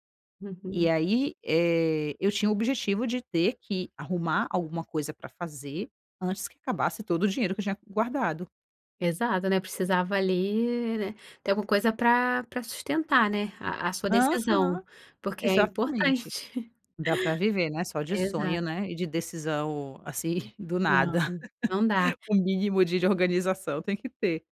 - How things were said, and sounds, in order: chuckle; chuckle
- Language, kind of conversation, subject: Portuguese, podcast, Você já tomou alguma decisão improvisada que acabou sendo ótima?